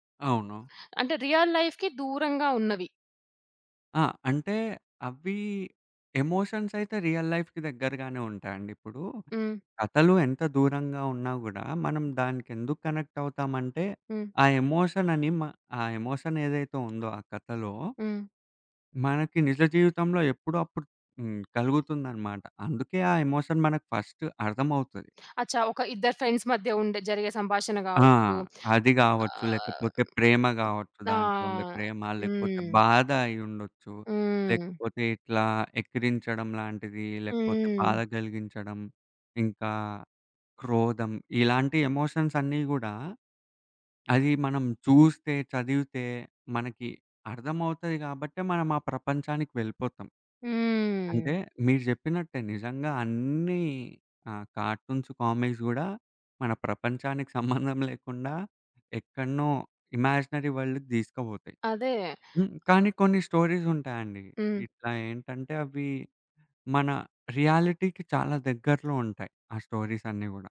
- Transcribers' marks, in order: in English: "రియల్ లైఫ్‌కి"; in English: "ఎమోషన్స్"; in English: "రియల్ లైఫ్‌కి"; other background noise; in English: "కనెక్ట్"; horn; in English: "ఎమోషన్"; in English: "ఫస్ట్"; in English: "ఫ్రెండ్స్"; tapping; in English: "కార్టూన్స్ కామిస్"; giggle; in English: "ఇమాజినరీ వరల్డ్‌కి"; in English: "రియాలిటీకి"
- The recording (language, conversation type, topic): Telugu, podcast, కామిక్స్ లేదా కార్టూన్‌లలో మీకు ఏది ఎక్కువగా నచ్చింది?